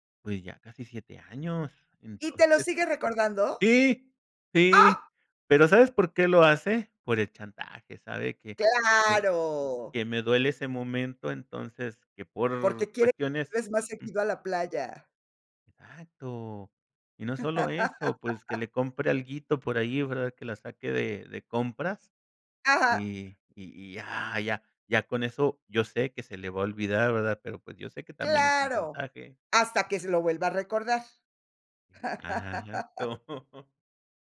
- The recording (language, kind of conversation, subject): Spanish, podcast, ¿Qué te lleva a priorizar a tu familia sobre el trabajo, o al revés?
- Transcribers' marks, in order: unintelligible speech; laugh; laugh; chuckle